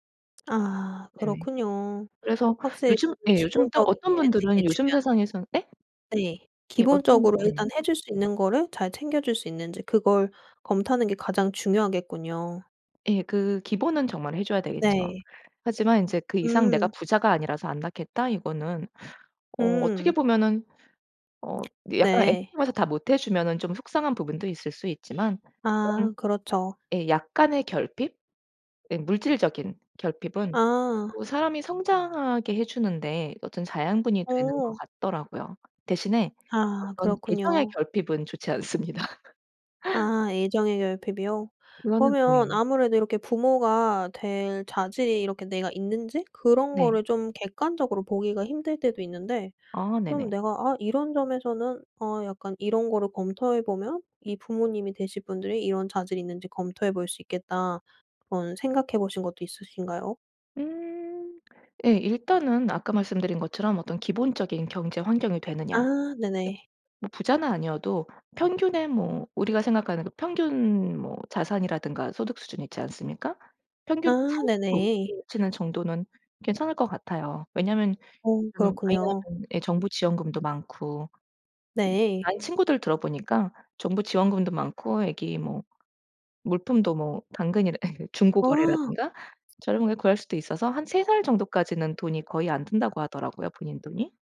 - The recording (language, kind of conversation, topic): Korean, podcast, 아이를 가질지 말지 고민할 때 어떤 요인이 가장 결정적이라고 생각하시나요?
- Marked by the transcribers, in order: other background noise; tapping; laughing while speaking: "좋지 않습니다"; laugh; unintelligible speech; unintelligible speech; laugh